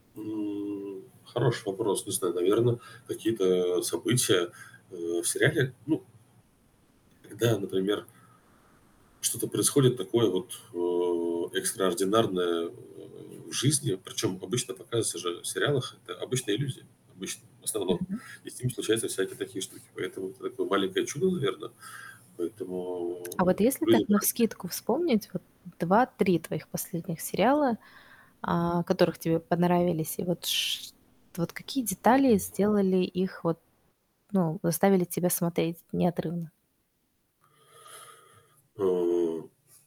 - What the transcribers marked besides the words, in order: static; drawn out: "Э"; other background noise; drawn out: "Поэтому"; tapping
- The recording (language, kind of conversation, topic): Russian, podcast, Что для тебя делает сериал захватывающим?
- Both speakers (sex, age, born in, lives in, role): female, 25-29, Kazakhstan, United States, host; male, 35-39, Russia, United States, guest